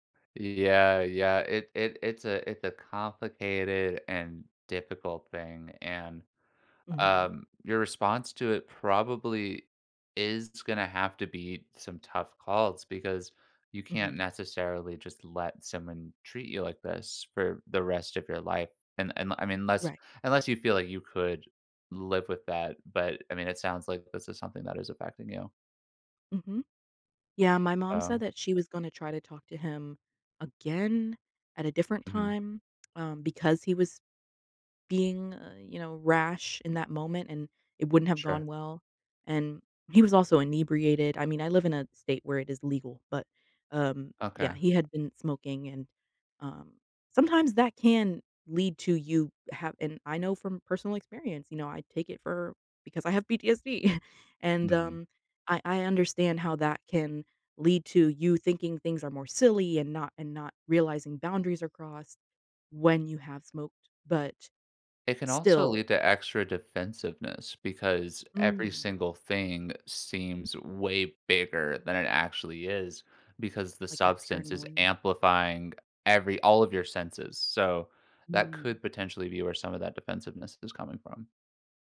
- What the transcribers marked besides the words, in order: stressed: "again"; tsk; sigh; stressed: "silly"
- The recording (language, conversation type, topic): English, advice, How can I address ongoing tension with a close family member?